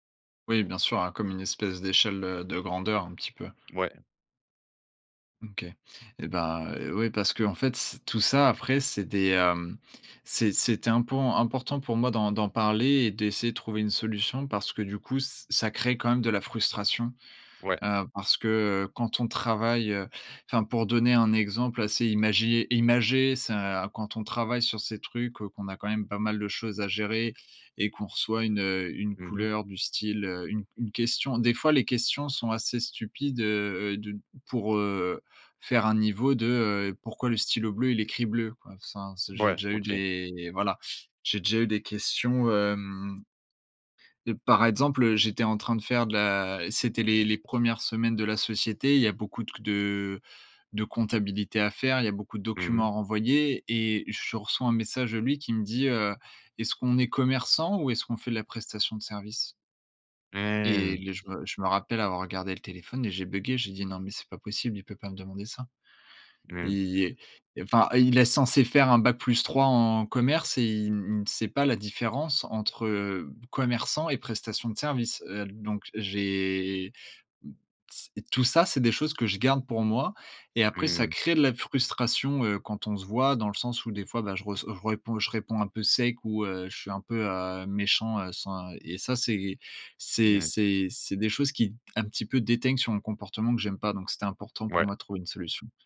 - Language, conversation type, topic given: French, advice, Comment poser des limites à un ami qui te demande trop de temps ?
- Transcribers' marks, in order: none